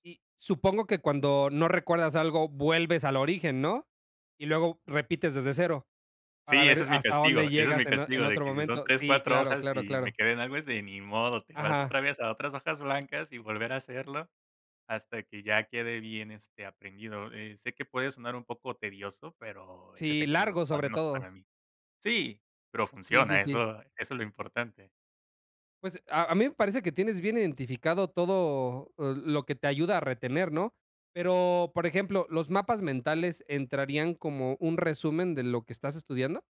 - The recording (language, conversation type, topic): Spanish, podcast, ¿Qué estrategias usas para retener información a largo plazo?
- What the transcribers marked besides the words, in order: none